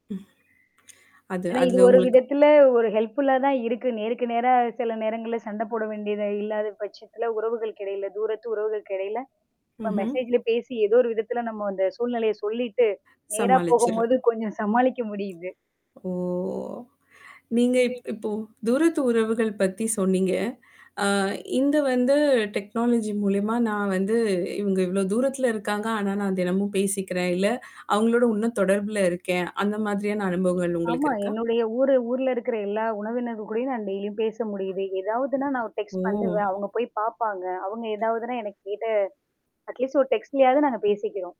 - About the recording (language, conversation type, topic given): Tamil, podcast, வீட்டில் தொழில்நுட்பப் பயன்பாடு குடும்ப உறவுகளை எப்படி மாற்றியிருக்கிறது என்று நீங்கள் நினைக்கிறீர்களா?
- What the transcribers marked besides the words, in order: other background noise; static; in English: "ஹெல்ப்ஃபுல்லா"; in English: "மெசேஜ்ல"; tapping; drawn out: "ஓ!"; other noise; in English: "டெக்னாலஜி"; "உறவினர்கள்" said as "உணவினர்கள்"; in English: "டெய்லியும்"; in English: "டெக்ஸ்ட்"; in English: "அட்லீஸ்ட்"; in English: "டெக்ஸ்ட்லயாது"